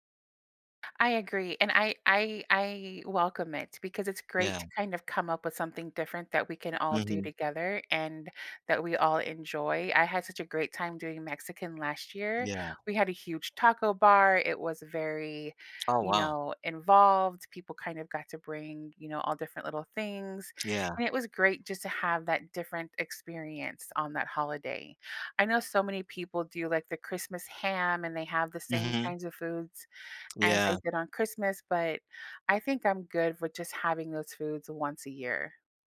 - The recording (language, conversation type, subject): English, unstructured, How can I understand why holidays change foods I crave or avoid?
- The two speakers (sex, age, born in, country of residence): female, 45-49, United States, United States; male, 60-64, Italy, United States
- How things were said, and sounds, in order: none